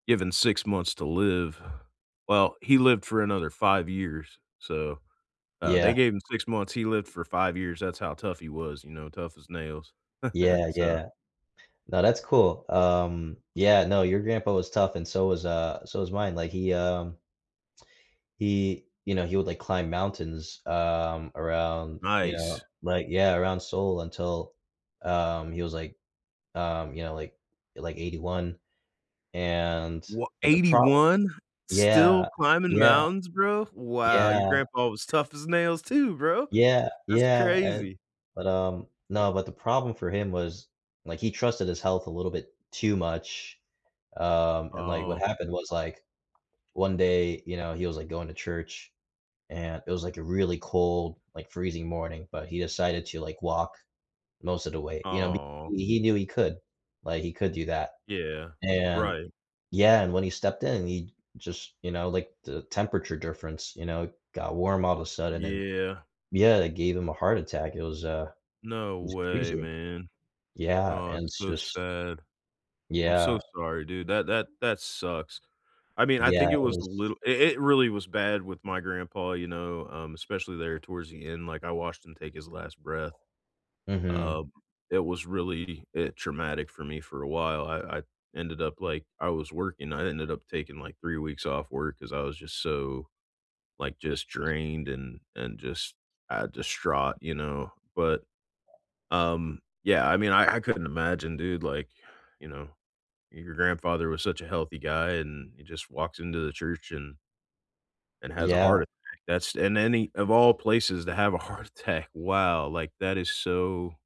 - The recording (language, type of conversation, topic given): English, unstructured, What memory do you think about when you need comfort?
- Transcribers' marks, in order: chuckle; tapping; other background noise; background speech; laughing while speaking: "heart"